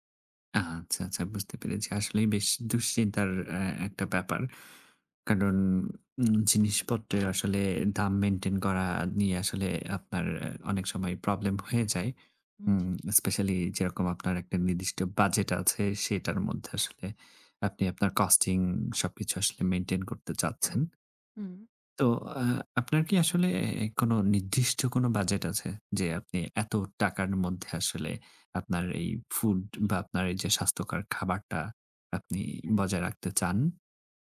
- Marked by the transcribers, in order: tapping; in English: "Especially"
- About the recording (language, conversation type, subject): Bengali, advice, বাজেটের মধ্যে স্বাস্থ্যকর খাবার কেনা কেন কঠিন লাগে?